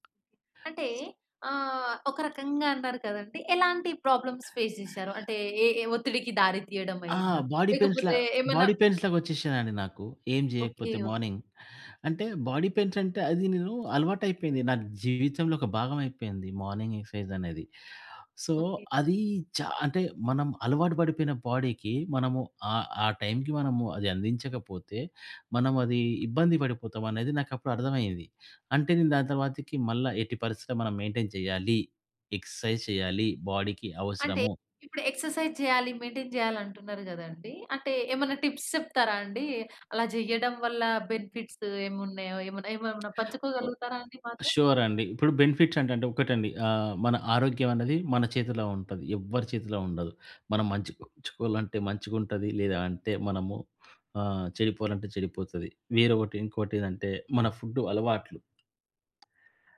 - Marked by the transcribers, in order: tapping; in English: "ప్రాబ్లమ్స్ ఫేస్"; in English: "బాడీ పెయిన్స్‌లా బాడీ పెయిన్స్‌లాగా"; in English: "మార్నింగ్"; in English: "బాడీ పెయిన్స్"; in English: "మార్నింగ్"; in English: "సో"; in English: "బాడీకి"; in English: "మెయింటైన్"; in English: "ఎక్సర్సైజ్"; in English: "బాడీకి"; in English: "ఎక్సర్సైజ్"; in English: "మెయింటైన్"; in English: "టిప్స్"; in English: "బెనిఫిట్స్"; other background noise; in English: "బెనిఫిట్స్"
- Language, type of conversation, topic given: Telugu, podcast, చిన్న అలవాట్లు మీ జీవితంలో పెద్ద మార్పులు తీసుకొచ్చాయని మీరు ఎప్పుడు, ఎలా అనుభవించారు?